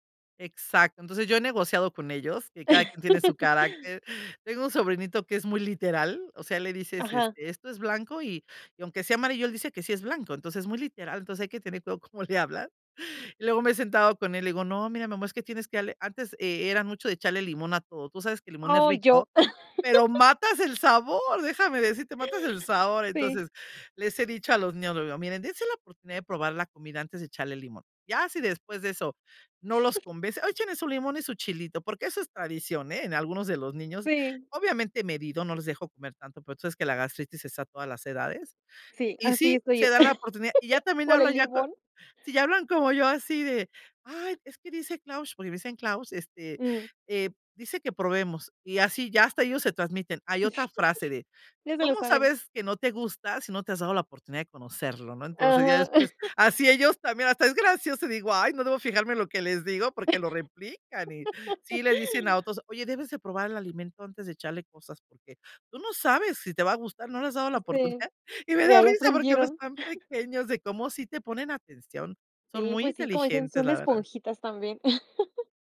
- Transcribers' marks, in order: laugh; giggle; laugh; chuckle; tapping; laugh; laugh; laugh; laugh; laughing while speaking: "y me da risa"; laugh; laugh
- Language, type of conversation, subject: Spanish, podcast, ¿Cómo manejas a comensales quisquillosos o a niños en el restaurante?